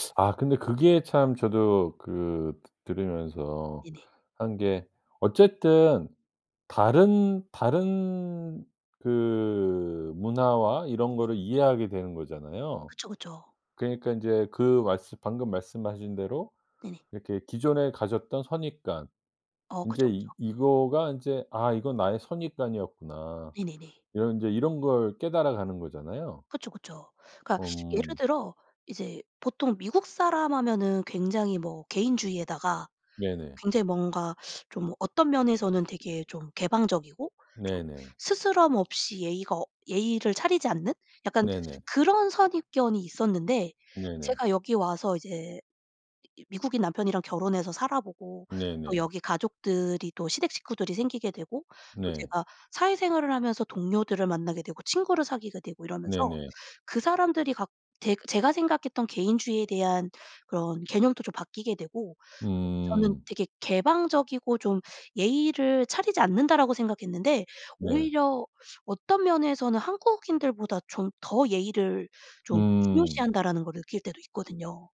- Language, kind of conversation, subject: Korean, podcast, 언어가 정체성에 어떤 역할을 한다고 생각하시나요?
- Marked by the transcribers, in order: other background noise